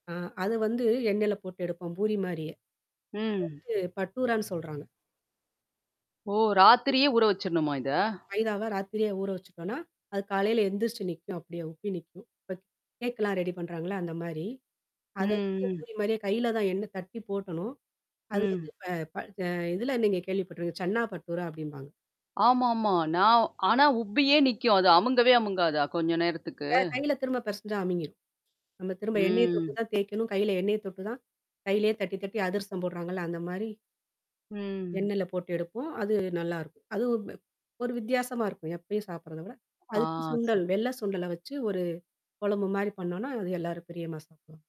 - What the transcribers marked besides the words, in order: static; distorted speech; in Hindi: "பட்டூரான்னு"; other noise; horn; tapping; "போடணும்" said as "போட்டணும்"; in Hindi: "சென்னா பட்டூரா"; other background noise; drawn out: "ம்"; drawn out: "ம்"
- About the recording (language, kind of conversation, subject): Tamil, podcast, உங்கள் வீட்டில் பண்டிகைக்கான உணவு மெனுவை எப்படித் திட்டமிடுவீர்கள்?